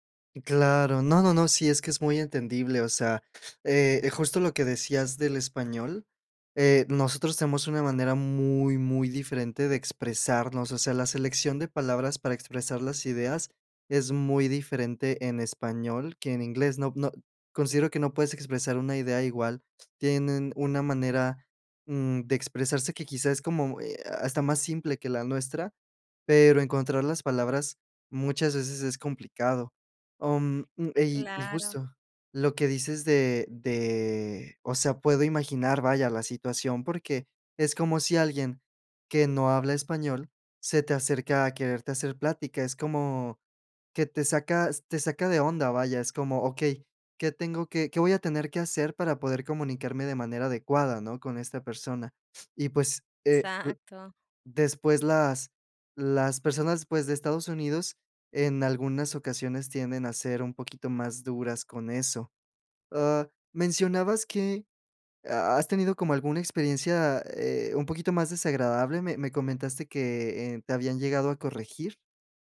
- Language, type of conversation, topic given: Spanish, advice, ¿Cómo puedo manejar la inseguridad al hablar en un nuevo idioma después de mudarme?
- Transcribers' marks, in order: other background noise